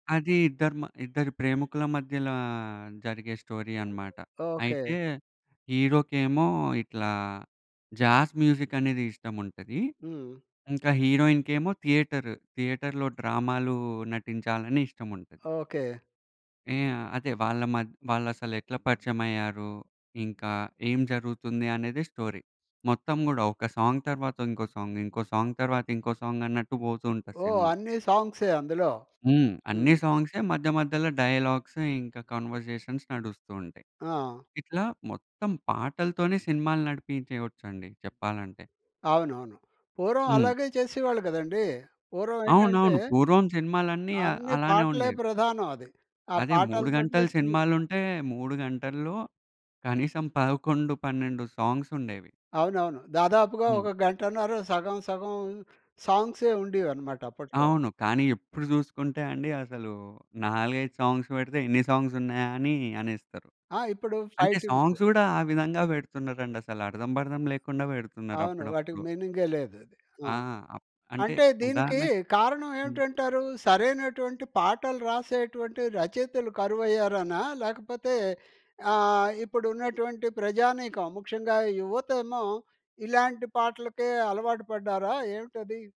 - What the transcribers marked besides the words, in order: in English: "స్టోరీ"; other background noise; in English: "హీరోకేమో"; in English: "జాజ్ మ్యూజిక్"; in English: "హీరోయిన్‌కేమో థియేటర్, థియేటర్‌లో"; in English: "స్టోరీ"; in English: "సాంగ్"; in English: "సాంగ్"; in English: "సాంగ్"; in English: "సాంగ్"; in English: "డైలాగ్స్"; in English: "కన్వర్జేషన్స్"; in English: "సాంగ్స్"; in English: "సాంగ్స్"; in English: "సాంగ్స్"; in English: "సాంగ్స్"; in English: "ఫైటింగ్స్"
- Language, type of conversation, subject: Telugu, podcast, సినిమా సంగీతం కథను చెప్పడంలో ఎంతవరకు సహాయపడుతుందని మీరు అనుకుంటారు?